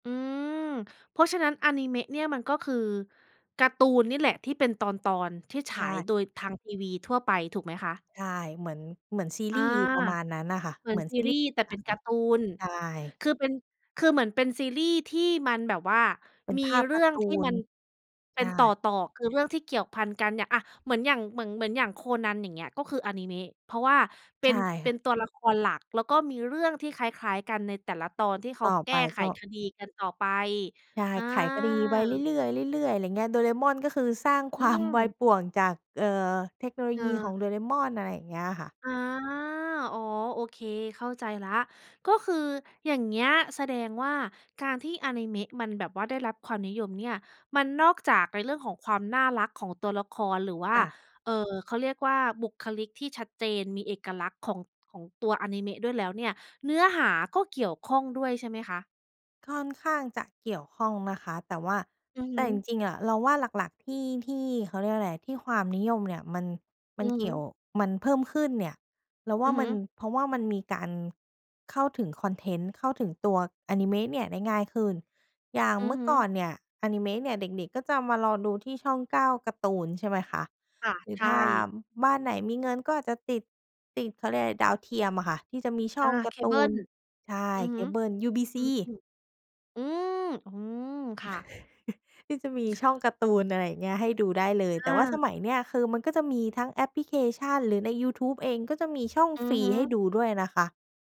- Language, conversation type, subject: Thai, podcast, ทำไมอนิเมะถึงได้รับความนิยมมากขึ้น?
- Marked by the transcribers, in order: laughing while speaking: "ความ"; chuckle; other background noise